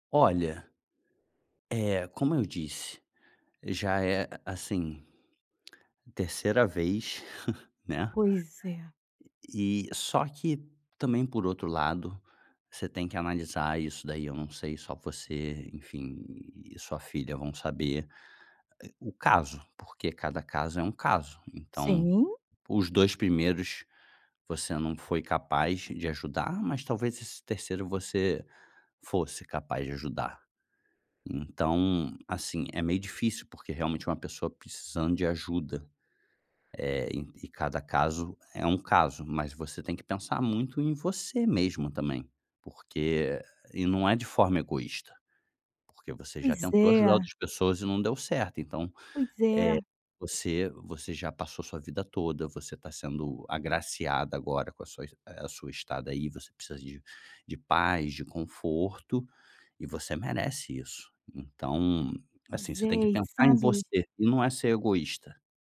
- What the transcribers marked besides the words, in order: tapping; chuckle
- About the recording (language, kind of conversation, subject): Portuguese, advice, Como posso ajudar um amigo com problemas sem assumir a responsabilidade por eles?